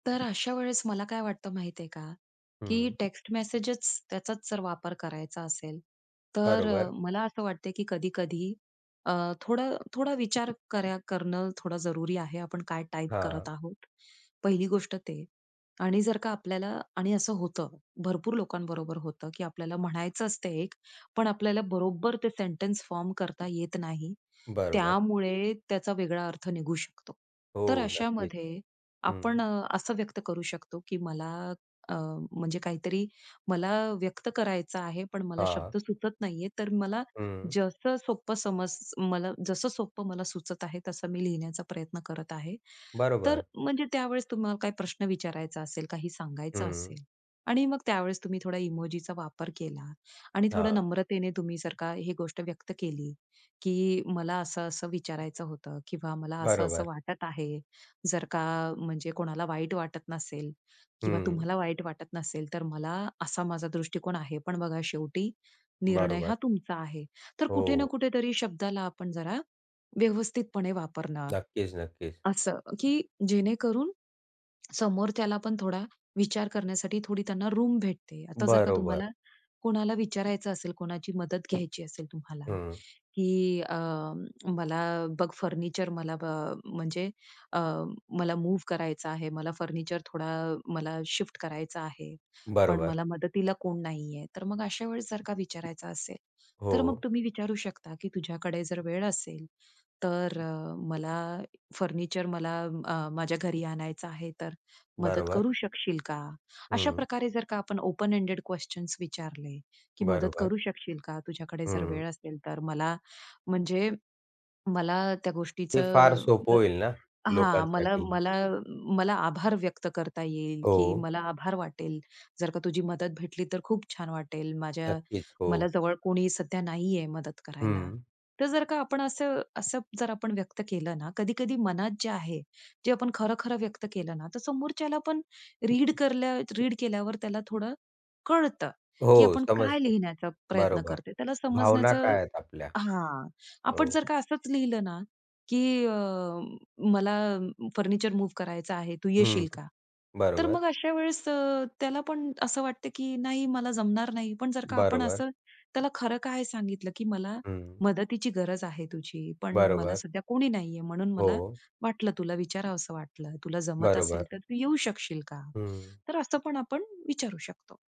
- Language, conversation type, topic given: Marathi, podcast, टेक्स्टमध्ये भावना का बऱ्याचदा हरवतात?
- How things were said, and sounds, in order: other background noise; tapping; in English: "सेंटन्स"; laughing while speaking: "बरोबर"; other noise; in English: "ओपन एंडेड"; unintelligible speech